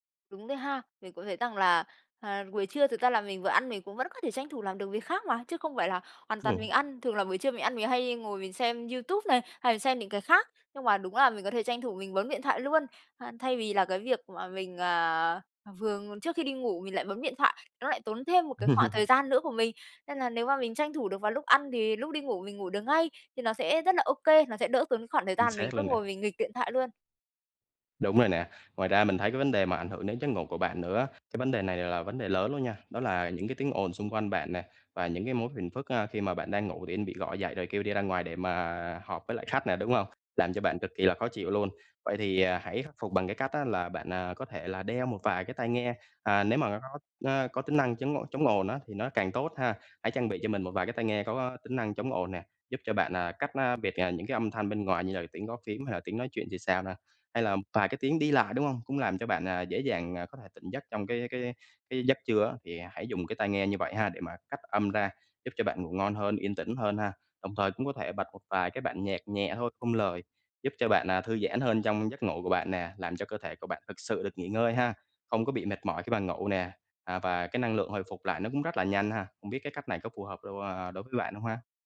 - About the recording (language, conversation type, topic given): Vietnamese, advice, Làm sao để không cảm thấy uể oải sau khi ngủ ngắn?
- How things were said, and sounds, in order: tapping; laugh